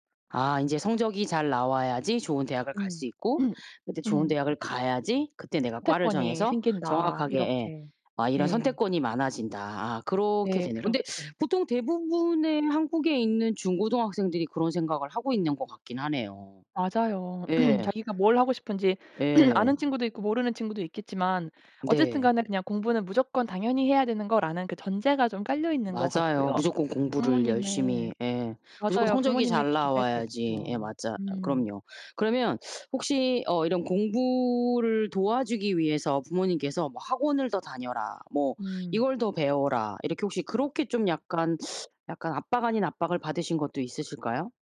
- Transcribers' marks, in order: throat clearing; throat clearing; teeth sucking
- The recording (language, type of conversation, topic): Korean, podcast, 배움에 대한 부모님의 기대를 어떻게 다뤘나요?